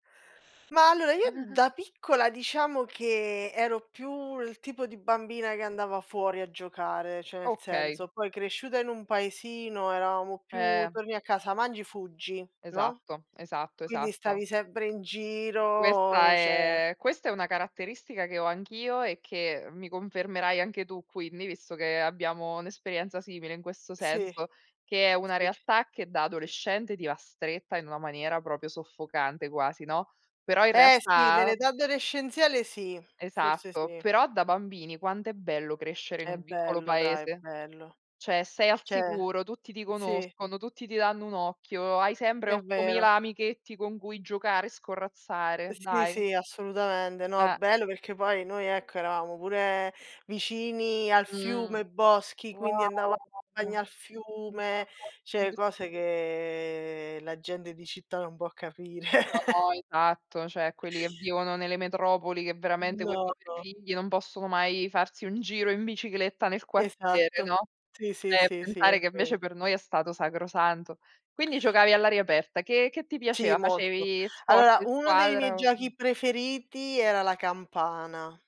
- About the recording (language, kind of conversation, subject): Italian, unstructured, Qual è un gioco della tua infanzia che ti piace ricordare?
- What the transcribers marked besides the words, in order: scoff; "cioè" said as "ceh"; "cioè" said as "ceh"; "proprio" said as "propio"; tapping; other background noise; "Cioè" said as "ceh"; "assolutamente" said as "assolutamende"; unintelligible speech; "cioè" said as "ceh"; chuckle